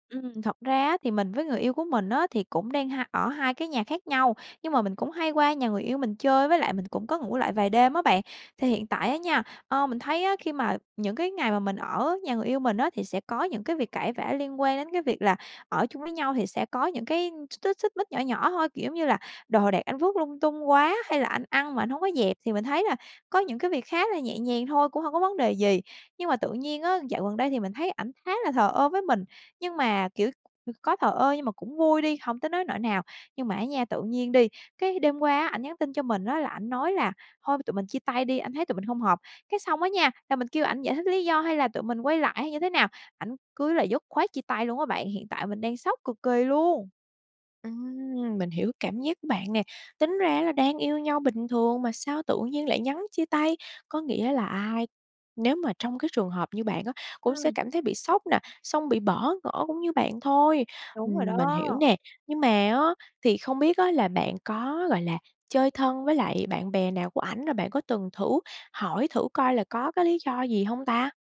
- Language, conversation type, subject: Vietnamese, advice, Bạn đang cảm thấy thế nào sau một cuộc chia tay đột ngột mà bạn chưa kịp chuẩn bị?
- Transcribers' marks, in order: tapping; unintelligible speech; other background noise